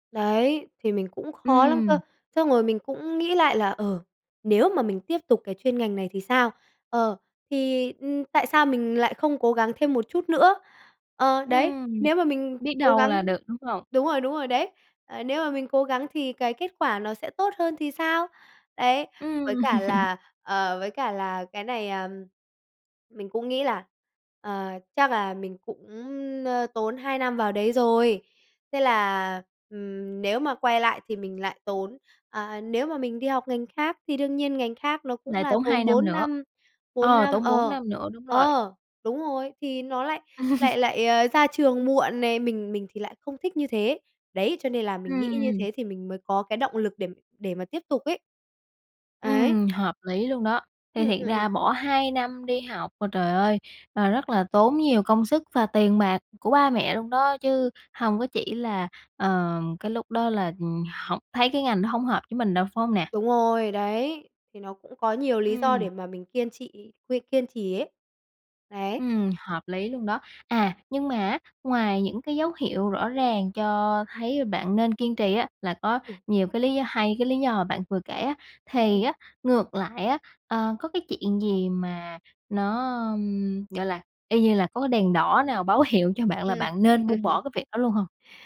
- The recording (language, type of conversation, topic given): Vietnamese, podcast, Bạn làm sao để biết khi nào nên kiên trì hay buông bỏ?
- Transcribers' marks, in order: other background noise; laugh; tapping; laugh; laughing while speaking: "báo hiệu"; laughing while speaking: "Ừm"; laugh